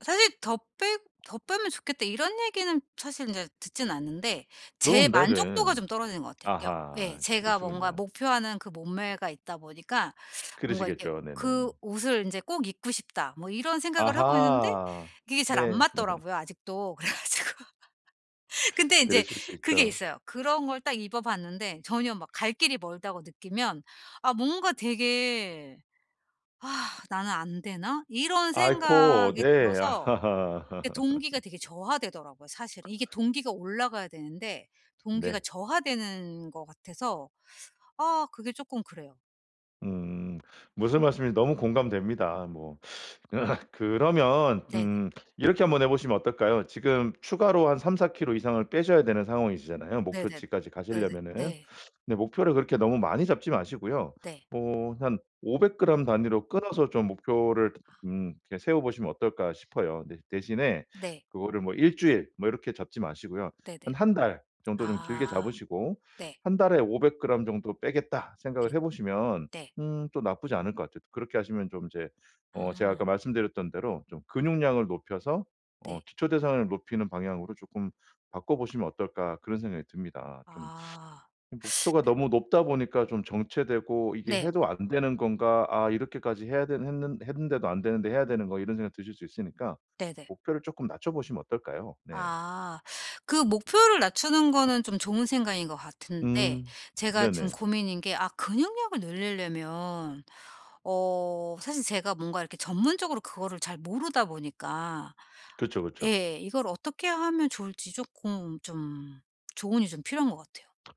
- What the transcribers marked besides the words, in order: other background noise; tapping; laugh; laughing while speaking: "그래 가지고"; laugh; sigh; laugh; laugh; teeth sucking
- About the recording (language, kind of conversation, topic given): Korean, advice, 습관이 제자리걸음이라 동기가 떨어질 때 어떻게 다시 회복하고 꾸준히 이어갈 수 있나요?